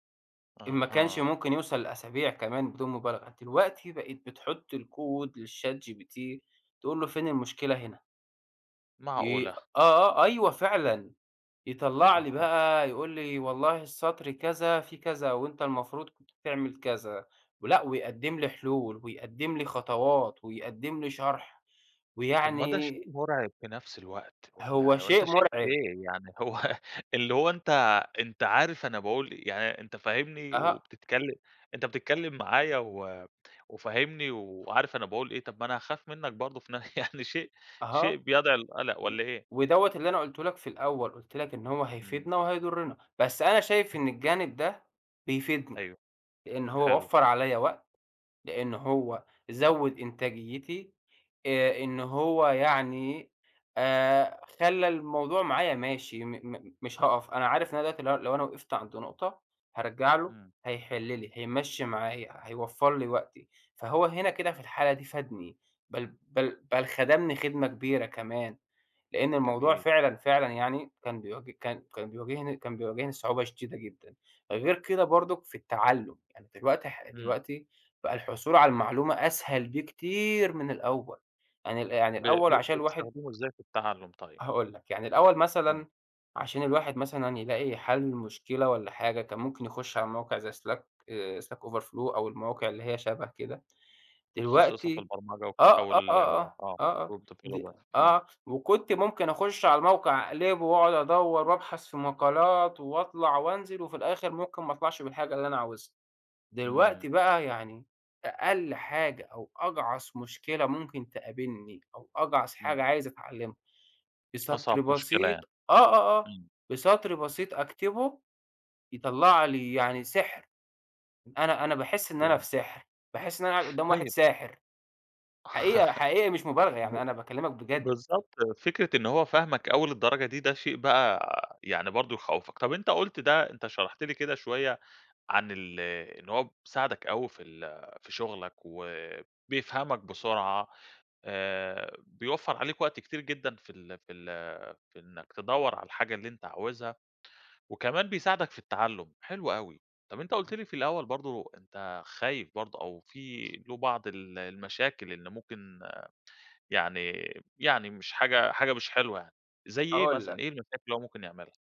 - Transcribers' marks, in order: in English: "الكود"; tapping; laughing while speaking: "هو"; laughing while speaking: "يعني شيء"; in English: "web developer"; laugh; other background noise
- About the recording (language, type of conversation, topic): Arabic, podcast, تفتكر الذكاء الاصطناعي هيفيدنا ولا هيعمل مشاكل؟